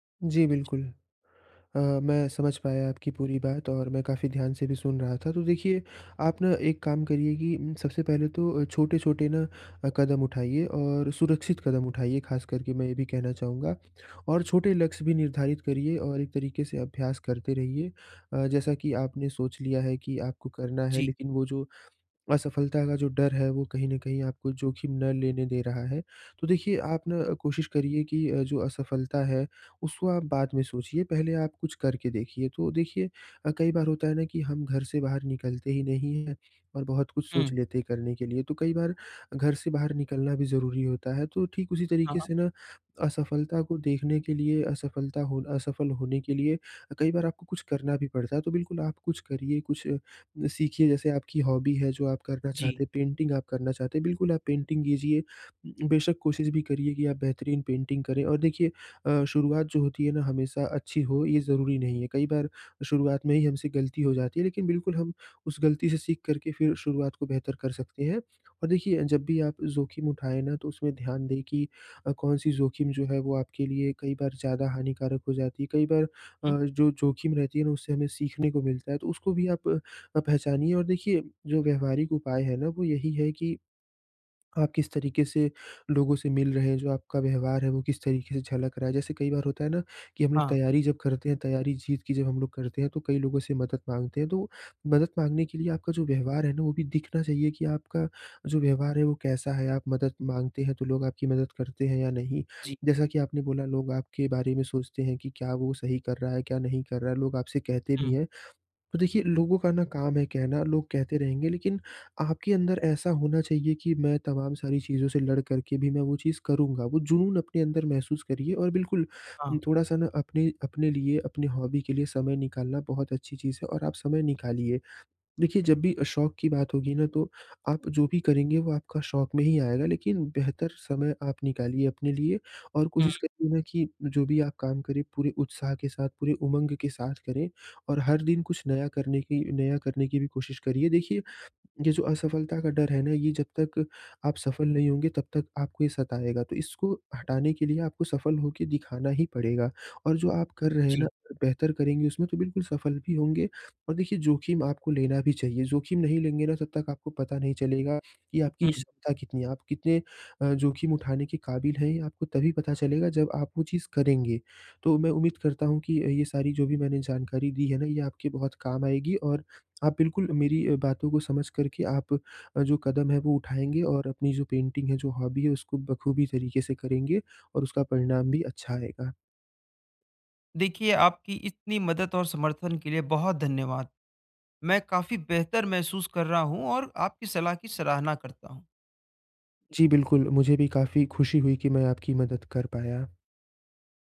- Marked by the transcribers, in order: in English: "हॉबी"; in English: "पेंटिंग"; in English: "पेंटिंग"; in English: "पेंटिंग"; in English: "हॉबी"; in English: "पेंटिंग"; in English: "हॉबी"
- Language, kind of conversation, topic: Hindi, advice, नई हॉबी शुरू करते समय असफलता के डर और जोखिम न लेने से कैसे निपटूँ?